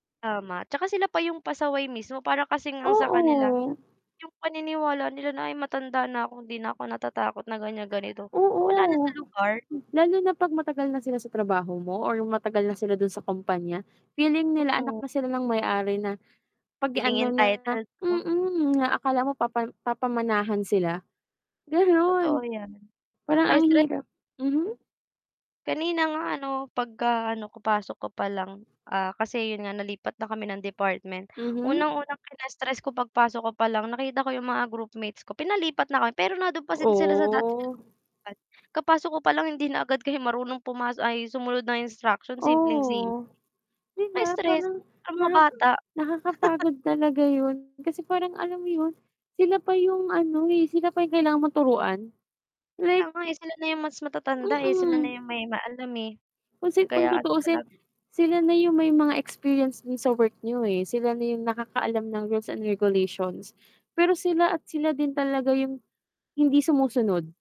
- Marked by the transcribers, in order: static; distorted speech; other background noise; in English: "Feeling entitled"; "din" said as "sin"; drawn out: "Oh"; laugh
- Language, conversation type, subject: Filipino, unstructured, Paano mo pinapawi ang pagkapagod at pag-aalala matapos ang isang mahirap na araw?